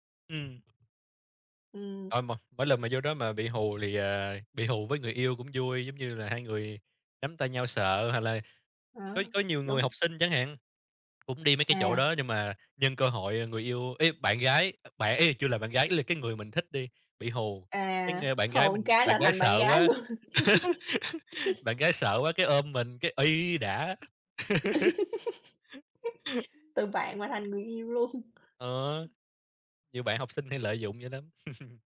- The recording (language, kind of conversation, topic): Vietnamese, unstructured, Bạn cảm thấy thế nào khi người yêu bất ngờ tổ chức một buổi hẹn hò lãng mạn?
- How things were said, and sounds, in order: other background noise; "một" said as "ưn"; chuckle; giggle; laugh; laughing while speaking: "luôn"; tapping; chuckle